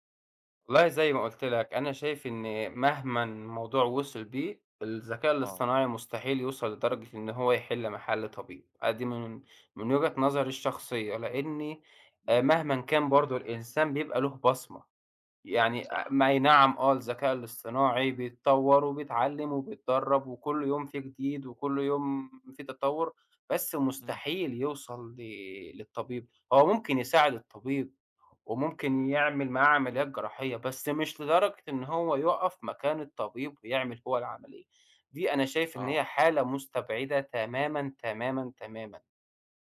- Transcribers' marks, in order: trusting: "تمامًا، تمامًا، تمامًا"
- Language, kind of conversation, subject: Arabic, podcast, تفتكر الذكاء الاصطناعي هيفيدنا ولا هيعمل مشاكل؟